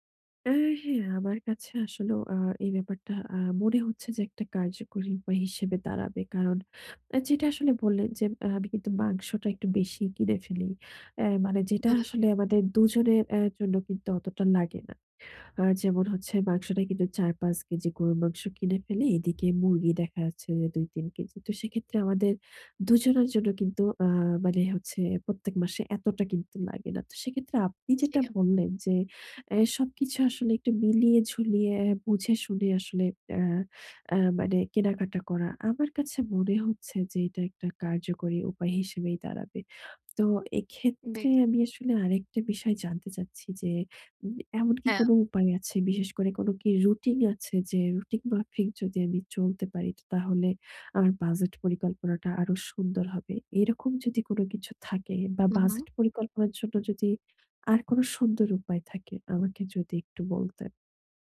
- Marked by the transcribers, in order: tapping; other background noise
- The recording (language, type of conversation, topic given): Bengali, advice, কেনাকাটায় বাজেট ছাড়িয়ে যাওয়া বন্ধ করতে আমি কীভাবে সঠিকভাবে বাজেট পরিকল্পনা করতে পারি?